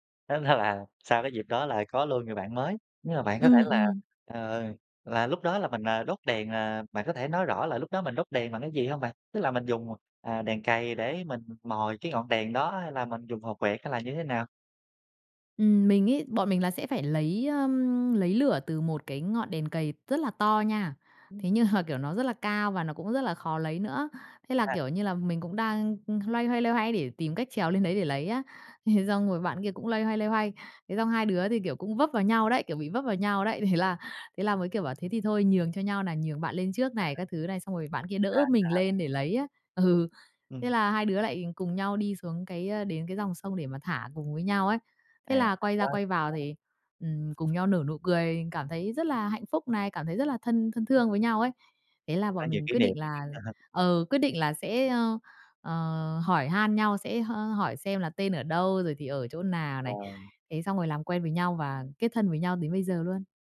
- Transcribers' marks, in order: laughing while speaking: "là"; tapping; laughing while speaking: "nhưng mà"; laughing while speaking: "thế"; laughing while speaking: "Thế"; unintelligible speech; laughing while speaking: "ừ"; unintelligible speech; other background noise; chuckle
- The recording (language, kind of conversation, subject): Vietnamese, podcast, Bạn có thể kể về một lần bạn thử tham gia lễ hội địa phương không?